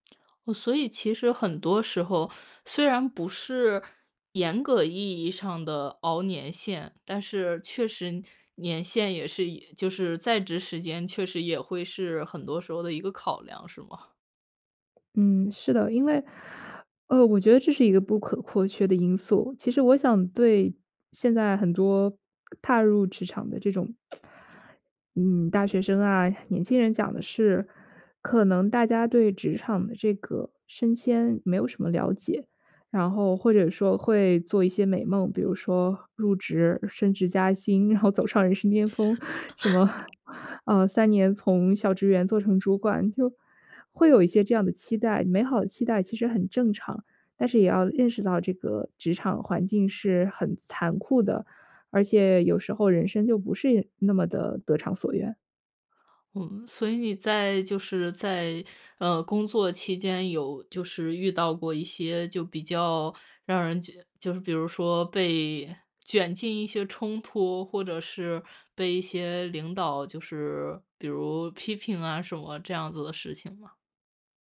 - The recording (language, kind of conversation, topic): Chinese, podcast, 你会给刚踏入职场的人什么建议？
- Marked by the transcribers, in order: laughing while speaking: "吗？"; other background noise; tsk; laugh